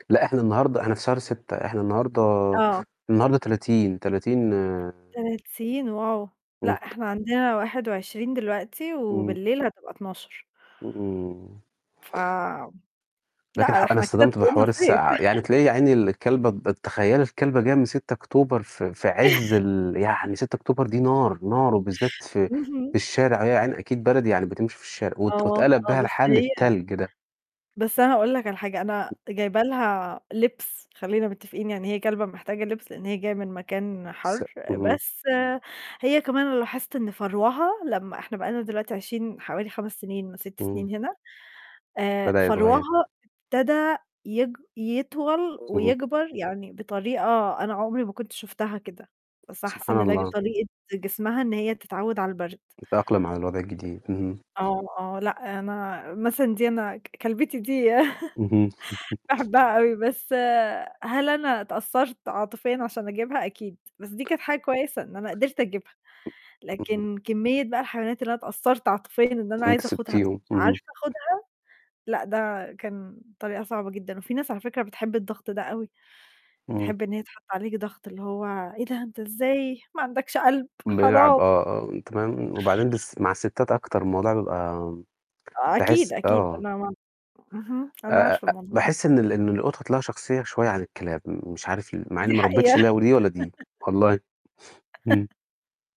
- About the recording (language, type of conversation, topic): Arabic, unstructured, إيه رأيك في اللي بيستخدم العاطفة عشان يقنع غيره؟
- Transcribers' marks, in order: tapping; static; unintelligible speech; laughing while speaking: "صيف"; chuckle; unintelligible speech; chuckle; other noise; chuckle; chuckle; unintelligible speech; chuckle